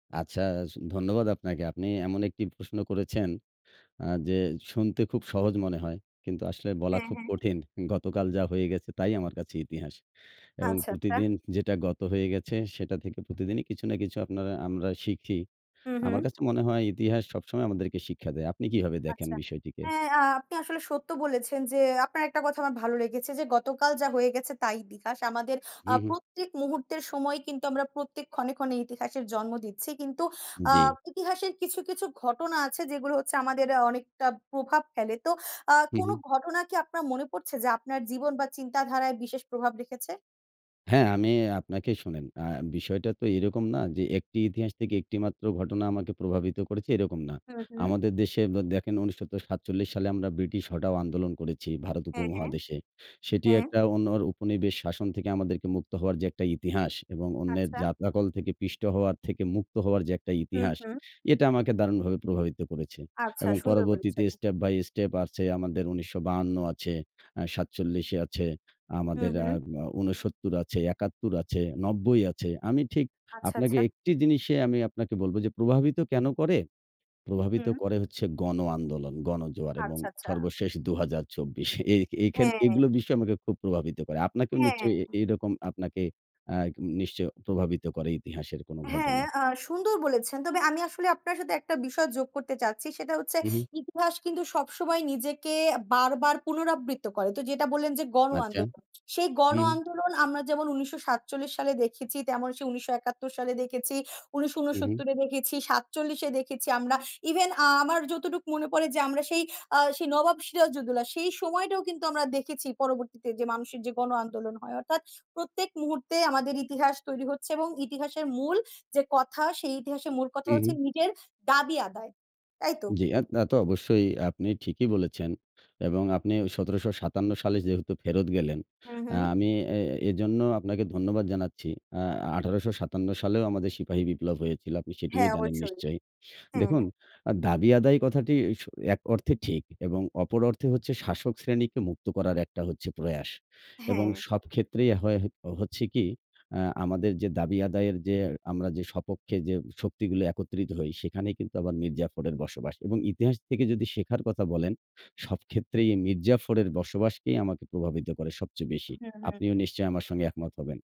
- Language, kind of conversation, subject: Bengali, unstructured, ইতিহাসের কোন ঘটনাটি আপনি সবচেয়ে বেশি মনে রাখেন?
- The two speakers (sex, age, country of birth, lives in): female, 20-24, Bangladesh, Bangladesh; male, 40-44, Bangladesh, Bangladesh
- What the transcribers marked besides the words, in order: tapping; in English: "step by step"; "নিশ্চয়ই" said as "নিচই"; lip smack; in English: "even"; other background noise